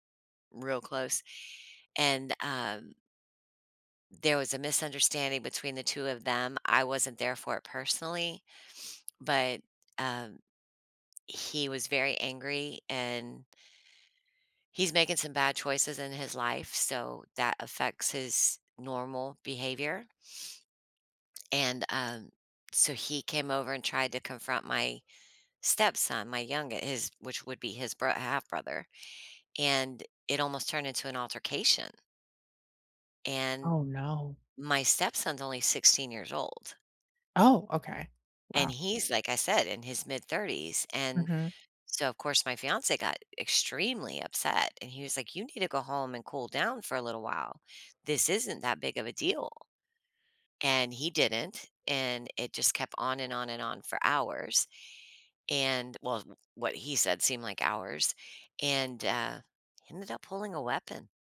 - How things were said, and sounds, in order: other background noise
- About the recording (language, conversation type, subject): English, unstructured, How can I handle a recurring misunderstanding with someone close?
- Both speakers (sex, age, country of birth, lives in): female, 35-39, United States, United States; female, 50-54, United States, United States